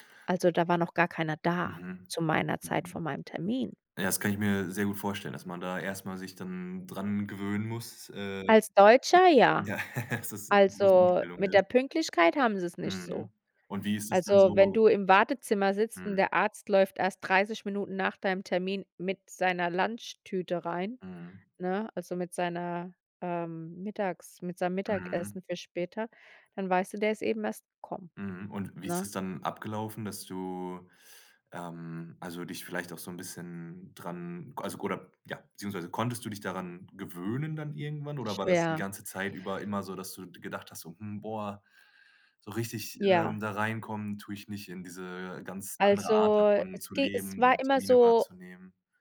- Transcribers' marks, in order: laugh; other background noise
- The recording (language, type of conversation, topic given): German, podcast, Welche Begegnung hat deine Sicht auf ein Land verändert?